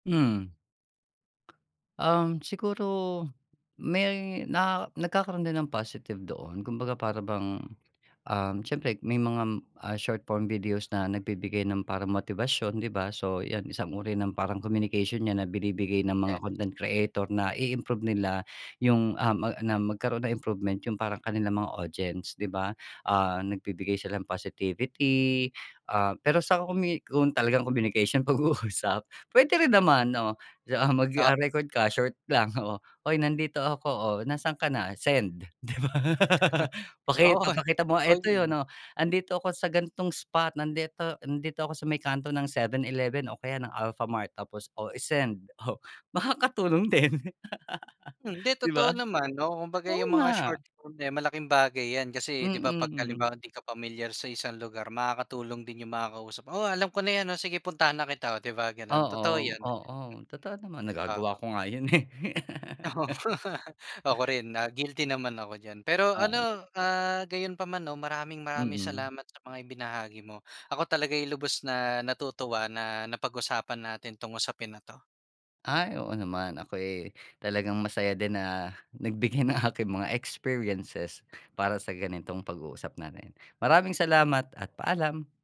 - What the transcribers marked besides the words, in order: laugh; laugh; other background noise; laugh; laugh
- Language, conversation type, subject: Filipino, podcast, Bakit mas sumisikat ngayon ang maiikling bidyo?